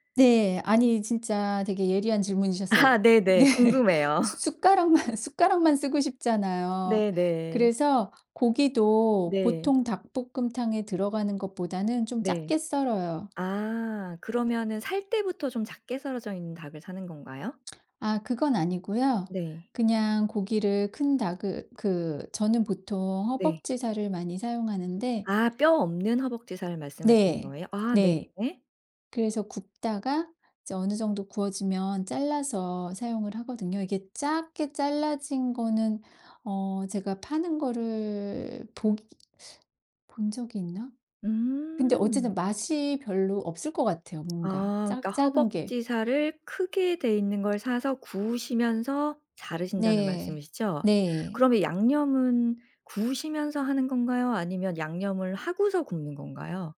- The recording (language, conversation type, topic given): Korean, podcast, 간단하게 자주 해 먹는 집밥 메뉴는 무엇인가요?
- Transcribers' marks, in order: laughing while speaking: "아"; laughing while speaking: "예"; laugh; tapping; other background noise